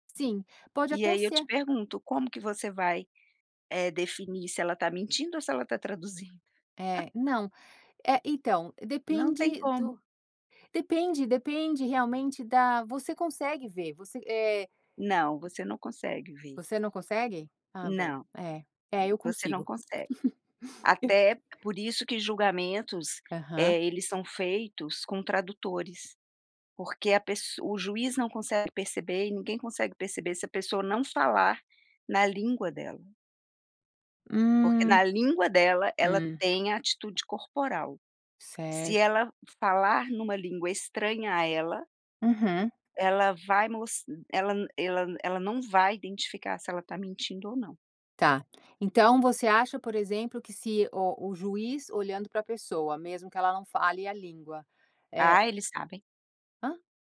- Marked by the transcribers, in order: laugh; chuckle
- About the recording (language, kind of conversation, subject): Portuguese, podcast, Como perceber quando palavras e corpo estão em conflito?